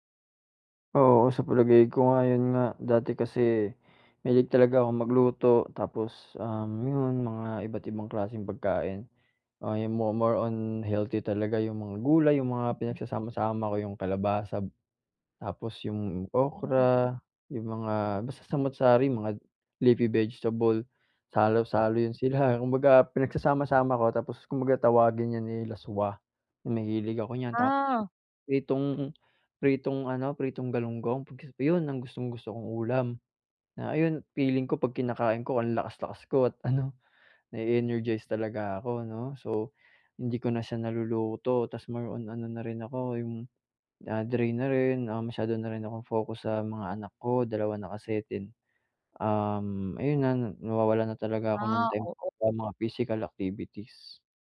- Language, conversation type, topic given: Filipino, advice, Paano ko mapapangalagaan ang pisikal at mental na kalusugan ko?
- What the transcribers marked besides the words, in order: chuckle; unintelligible speech; tapping; other background noise